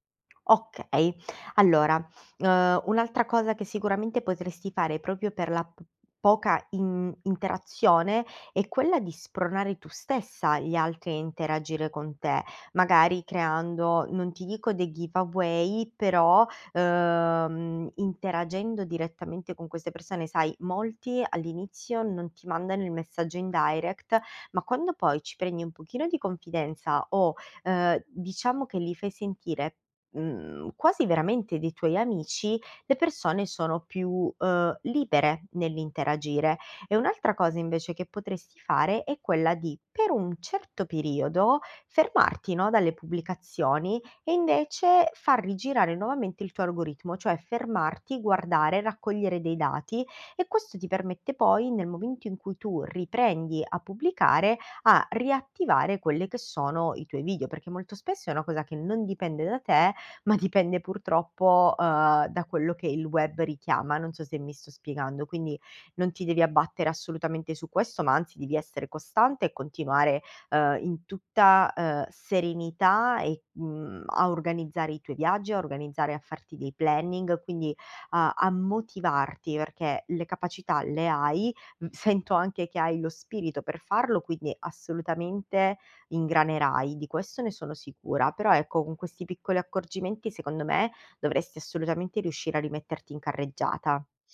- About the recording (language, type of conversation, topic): Italian, advice, Come posso superare il blocco creativo e la paura di pubblicare o mostrare il mio lavoro?
- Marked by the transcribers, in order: tapping; "proprio" said as "propio"; in English: "giveaway"; in English: "direct"; "algoritmo" said as "argoritmo"; in English: "planning"